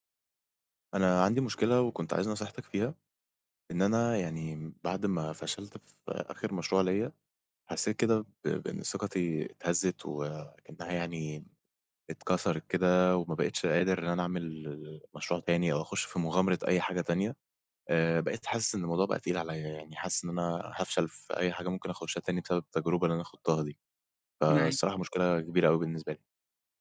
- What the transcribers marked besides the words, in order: none
- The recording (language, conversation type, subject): Arabic, advice, إزاي أقدر أستعيد ثقتي في نفسي بعد ما فشلت في شغل أو مشروع؟